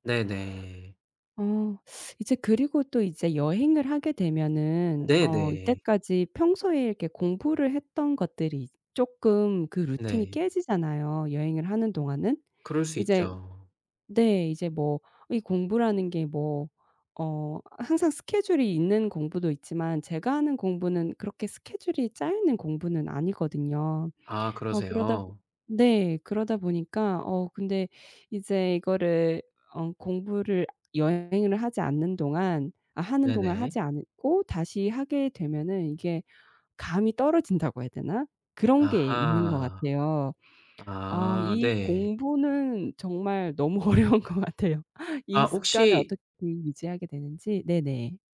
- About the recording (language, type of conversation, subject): Korean, advice, 여행이나 출장 중에 습관이 무너지는 문제를 어떻게 해결할 수 있을까요?
- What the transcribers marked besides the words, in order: other background noise; laughing while speaking: "어려운 것 같아요"